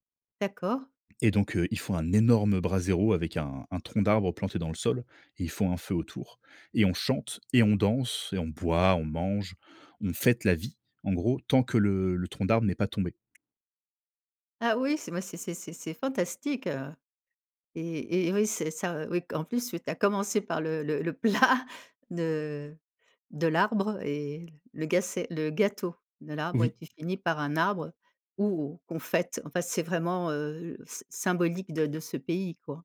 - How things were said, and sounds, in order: tapping; laughing while speaking: "plat"
- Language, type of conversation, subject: French, podcast, Quel plat découvert en voyage raconte une histoire selon toi ?